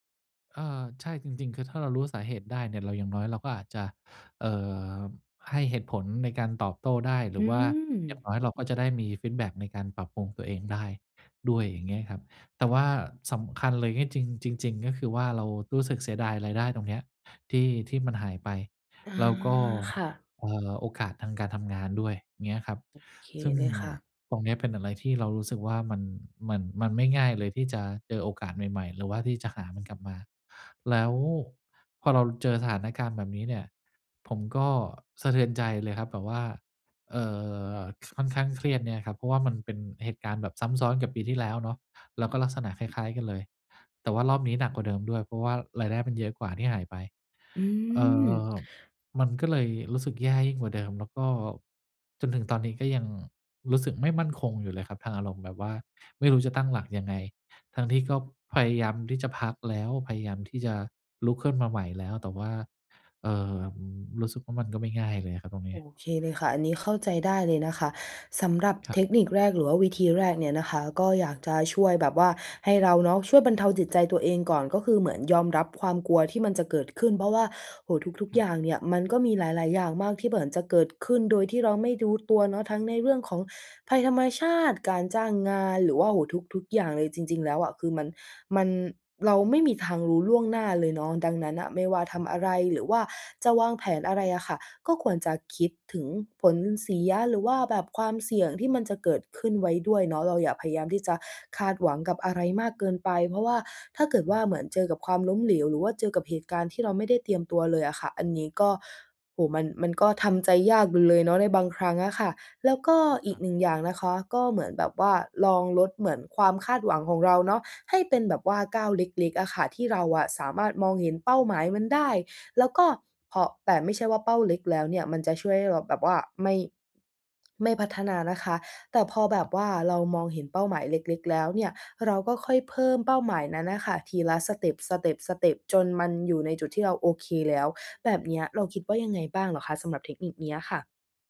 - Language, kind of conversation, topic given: Thai, advice, ฉันจะเริ่มก้าวข้ามความกลัวความล้มเหลวและเดินหน้าต่อได้อย่างไร?
- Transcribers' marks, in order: other background noise; "รู้" said as "ดู๊"; tapping